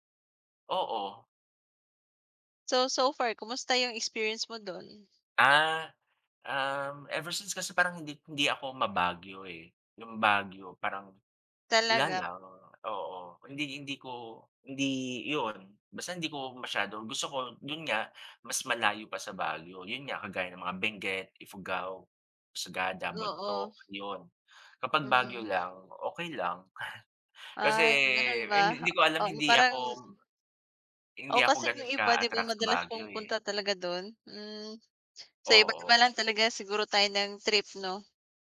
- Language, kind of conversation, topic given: Filipino, unstructured, Saan mo gustong magbakasyon kung magkakaroon ka ng pagkakataon?
- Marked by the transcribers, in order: other background noise; tapping; chuckle